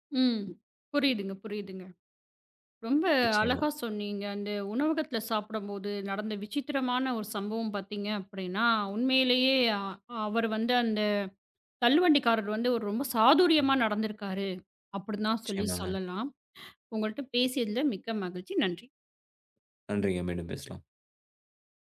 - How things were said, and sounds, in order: other noise
- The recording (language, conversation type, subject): Tamil, podcast, ஓர் தெரு உணவகத்தில் சாப்பிட்ட போது உங்களுக்கு நடந்த விசித்திரமான சம்பவத்தைச் சொல்ல முடியுமா?